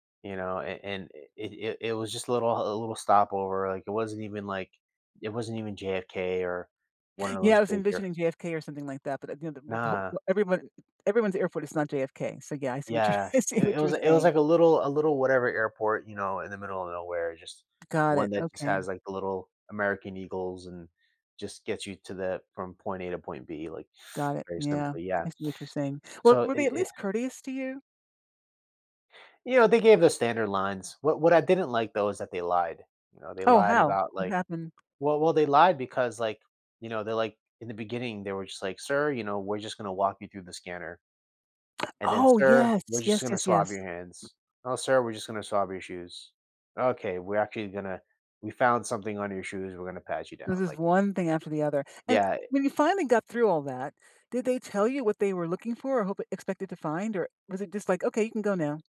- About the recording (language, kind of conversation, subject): English, unstructured, What annoys you most about airport security?
- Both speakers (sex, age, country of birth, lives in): female, 65-69, United States, United States; male, 35-39, United States, United States
- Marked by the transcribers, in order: laughing while speaking: "I see what you're I see"; other background noise; tapping